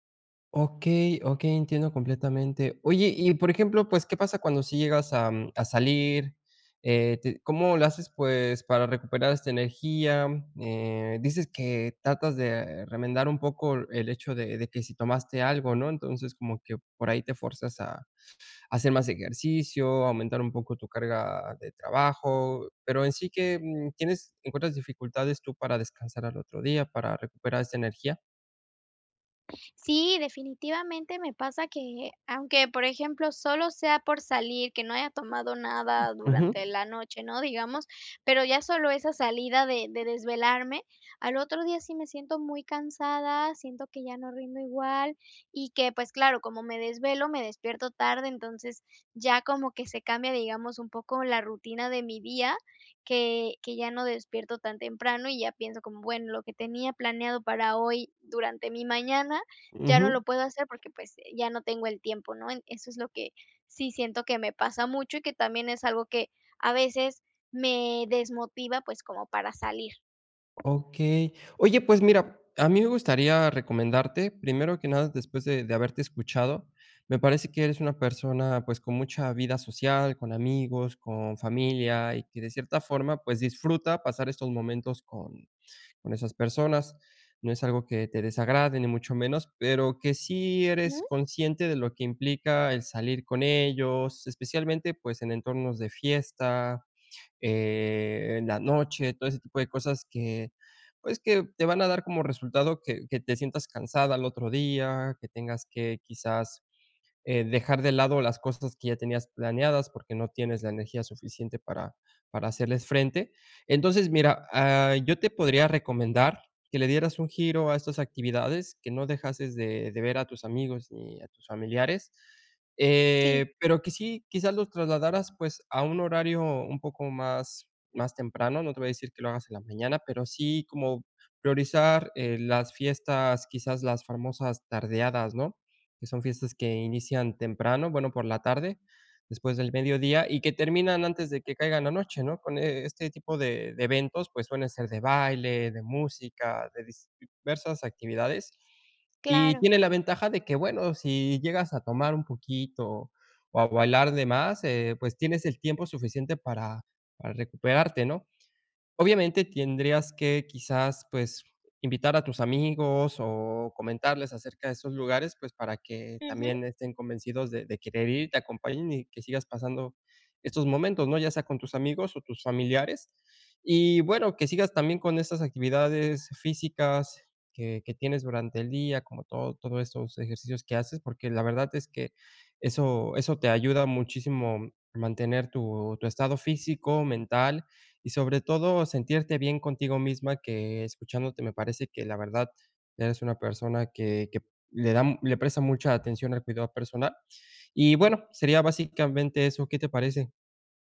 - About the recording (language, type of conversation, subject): Spanish, advice, ¿Cómo puedo equilibrar la diversión con mi bienestar personal?
- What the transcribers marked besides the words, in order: "fuerzas" said as "forzas"; other noise; other background noise; tapping; unintelligible speech; "tendrías" said as "tiendrias"